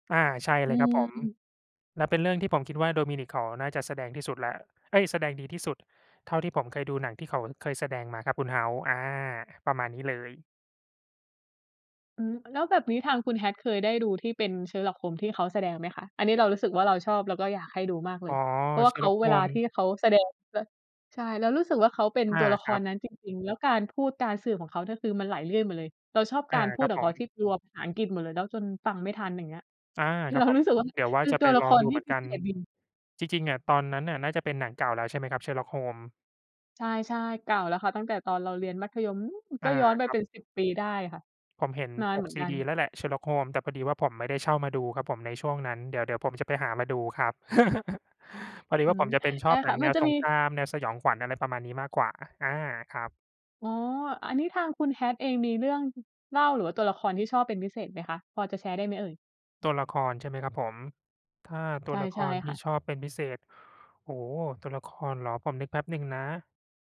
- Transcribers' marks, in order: laughing while speaking: "คือเรารู้สึกว่า"; chuckle
- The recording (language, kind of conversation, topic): Thai, unstructured, ถ้าคุณต้องแนะนำหนังสักเรื่องให้เพื่อนดู คุณจะแนะนำเรื่องอะไร?